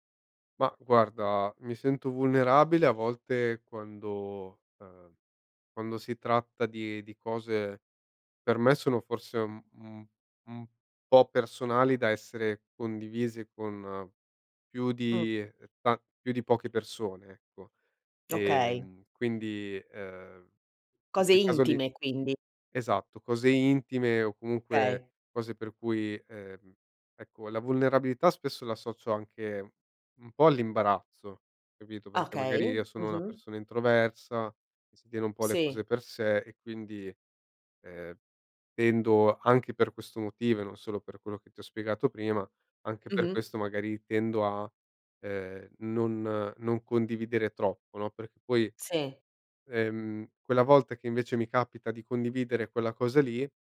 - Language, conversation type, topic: Italian, podcast, Che ruolo ha la vulnerabilità quando condividi qualcosa di personale?
- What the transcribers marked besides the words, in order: tapping